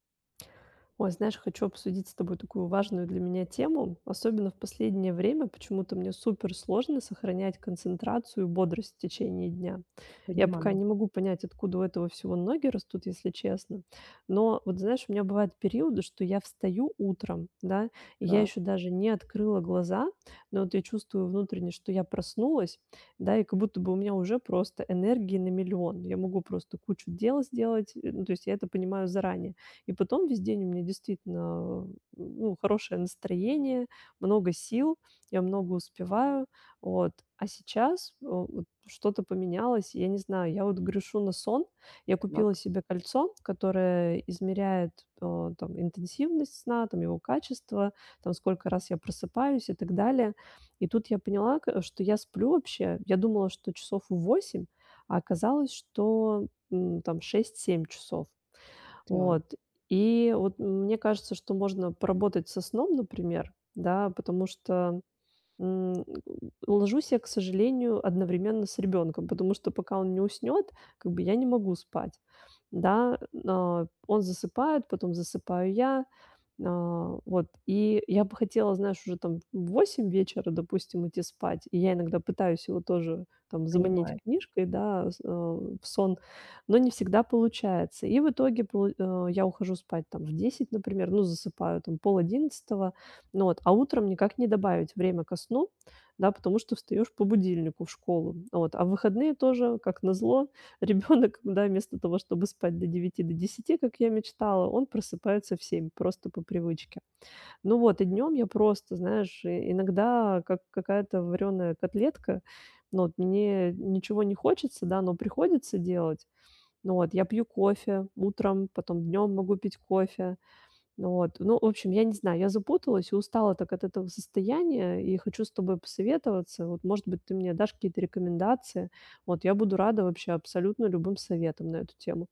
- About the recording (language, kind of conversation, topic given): Russian, advice, Как мне лучше сохранять концентрацию и бодрость в течение дня?
- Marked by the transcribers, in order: other background noise; tapping